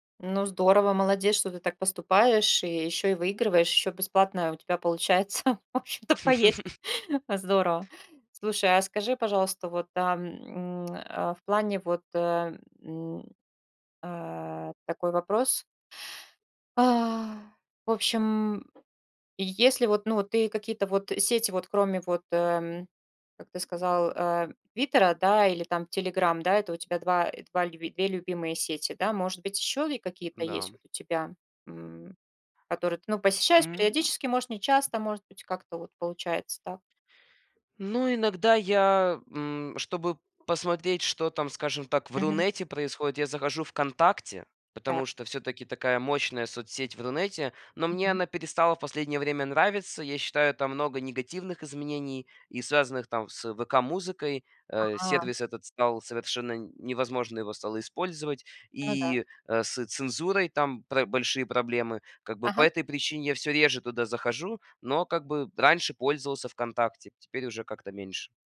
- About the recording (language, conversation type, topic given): Russian, podcast, Сколько времени в день вы проводите в социальных сетях и зачем?
- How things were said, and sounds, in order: chuckle; laughing while speaking: "в общем-то, поесть"; tapping; other background noise